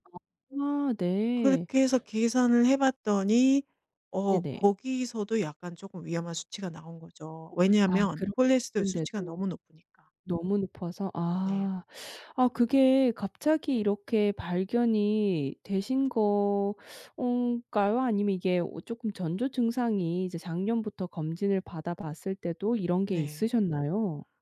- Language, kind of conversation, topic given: Korean, advice, 건강검진에서 이상 소견을 듣고 불안한데, 결정해야 할 일이 많아 압박감이 들 때 어떻게 해야 할까요?
- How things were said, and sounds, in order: other background noise